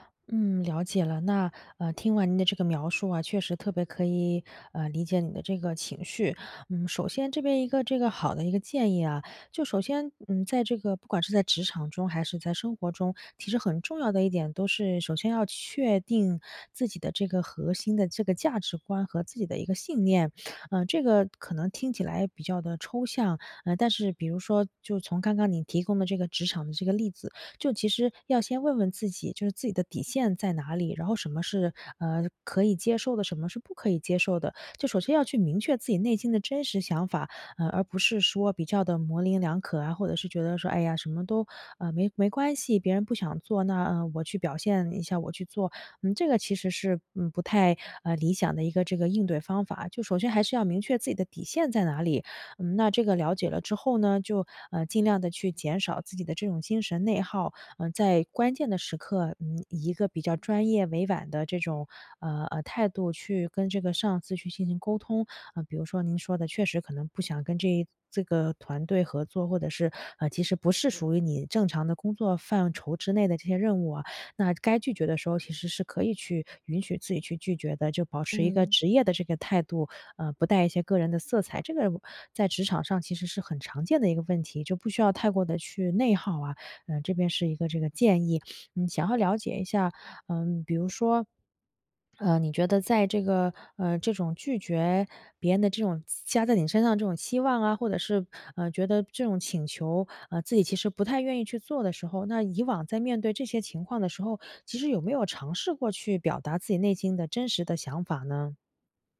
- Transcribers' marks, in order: "模棱两可" said as "模凌两可"; swallow
- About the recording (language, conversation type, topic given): Chinese, advice, 我怎样才能减少内心想法与外在行为之间的冲突？